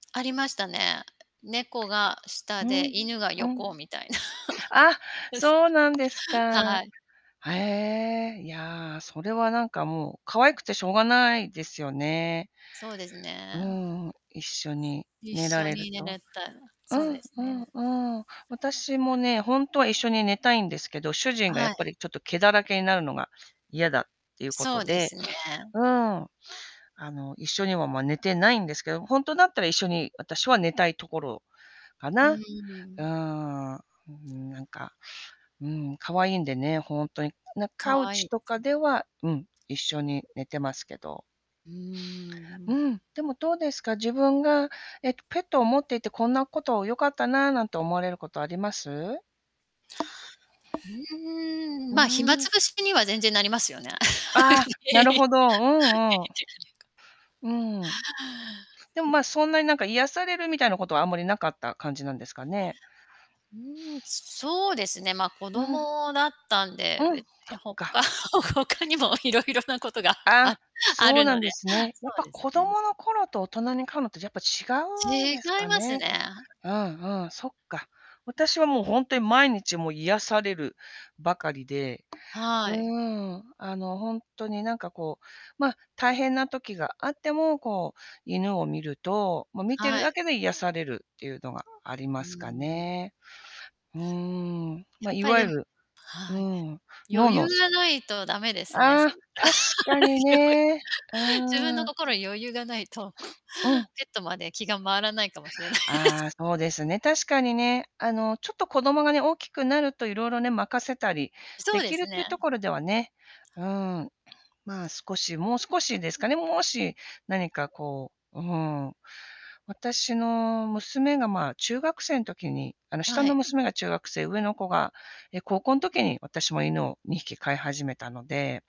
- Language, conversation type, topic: Japanese, unstructured, ペットを飼い始めてから、生活はどのように変わりましたか？
- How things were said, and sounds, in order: distorted speech; other background noise; laughing while speaking: "横みたいな"; tapping; laugh; unintelligible speech; static; in English: "カウチ"; laugh; laughing while speaking: "他 他にもいろいろなことがあ あ あるので"; other noise; laugh; laughing while speaking: "よゆ"; laughing while speaking: "気が回らないかもしれないです"